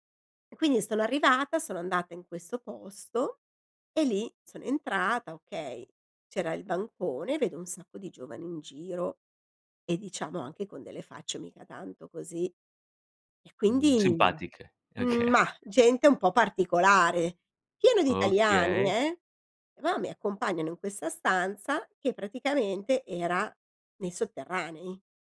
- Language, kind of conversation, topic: Italian, podcast, Qual è stato il tuo primo viaggio da solo?
- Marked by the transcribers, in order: laughing while speaking: "okay"